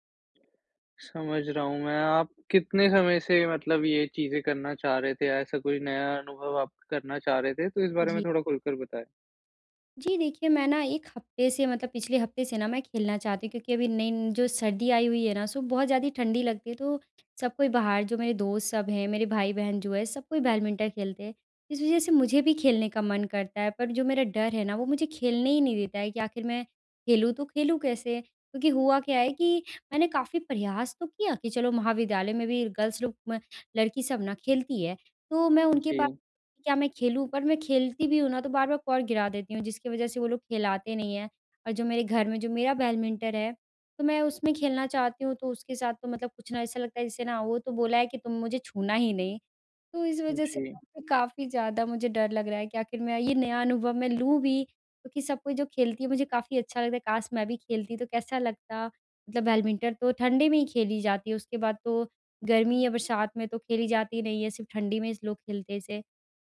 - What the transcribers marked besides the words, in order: in English: "गर्ल्स"; "बैडमिंटन" said as "बैडमिंटर"; "बैडमिंटन" said as "बैडमिंटर"
- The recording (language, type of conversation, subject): Hindi, advice, नए अनुभव आज़माने के डर को कैसे दूर करूँ?